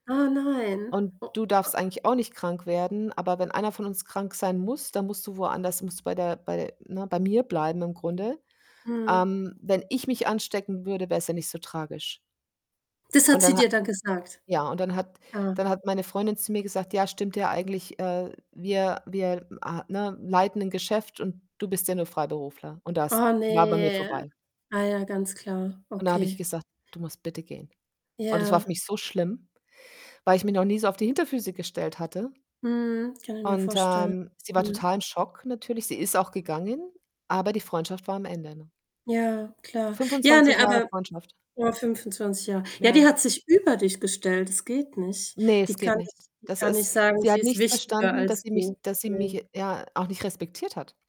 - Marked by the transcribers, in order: static; drawn out: "ne?"; distorted speech; other background noise
- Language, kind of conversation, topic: German, unstructured, Was tust du, wenn dir jemand Unrecht tut?